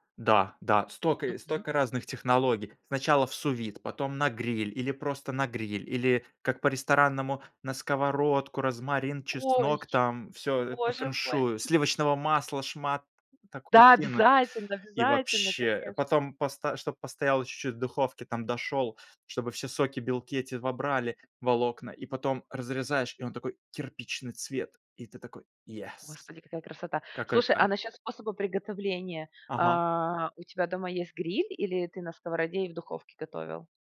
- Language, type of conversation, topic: Russian, podcast, Какой запах мгновенно поднимает тебе настроение?
- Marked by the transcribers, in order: other background noise; in English: "Yes!"